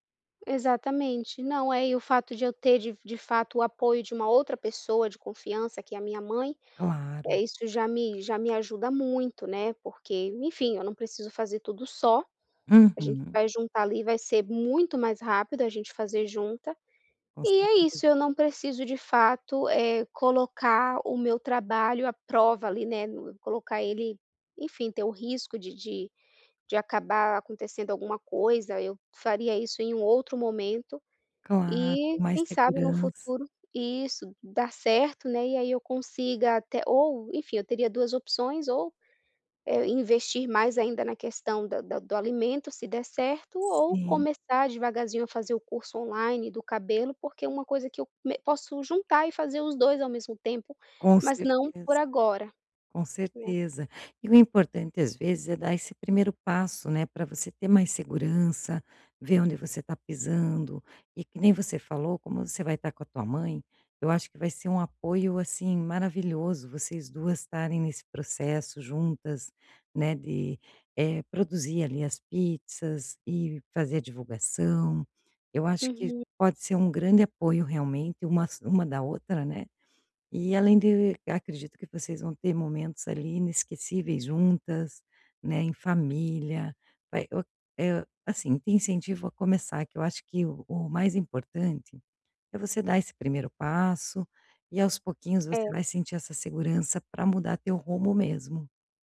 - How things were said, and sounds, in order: tapping; other background noise
- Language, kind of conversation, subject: Portuguese, advice, Como lidar com a incerteza ao mudar de rumo na vida?